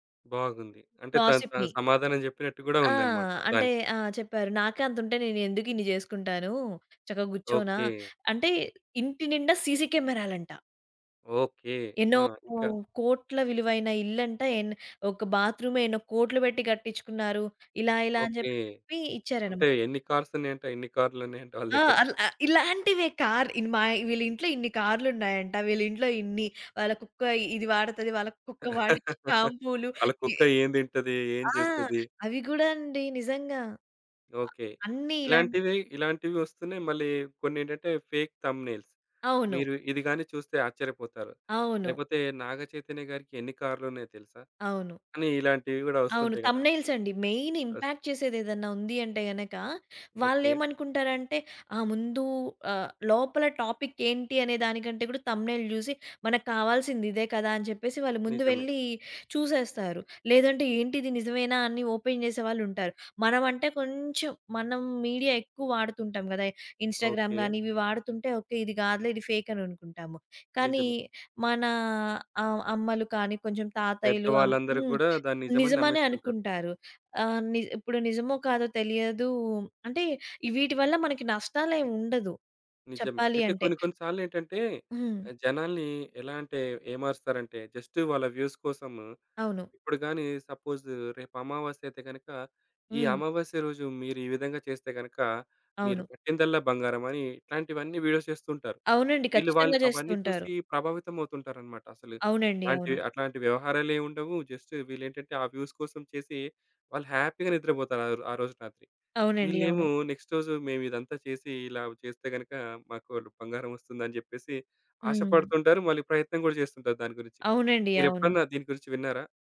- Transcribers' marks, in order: in English: "గాసిప్‌ని"; in English: "సీసీ"; in English: "బాత్రూమ్"; in English: "కార్స్"; laugh; laughing while speaking: "షాంపూలు"; in English: "ఫేక్ థంబ్‌నెయిల్స్"; in English: "థంబ్‌నెయిల్స్"; in English: "మెయిన్ ఇంపాక్ట్"; in English: "టాపిక్"; in English: "థంబ్‌నెయిల్"; in English: "ఓపెన్"; in English: "మీడియా"; in English: "ఇన్‌స్టాగ్రామ్"; in English: "ఫేక్"; in English: "జస్ట్"; in English: "వ్యూస్"; in English: "సపోజ్"; in English: "వీడియోస్"; in English: "జస్ట్"; in English: "వ్యూస్"; in English: "హ్యాపీ‌గా"; in English: "నెక్స్ట్"; tapping
- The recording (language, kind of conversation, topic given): Telugu, podcast, ఫేక్ న్యూస్ కనిపిస్తే మీరు ఏమి చేయాలని అనుకుంటారు?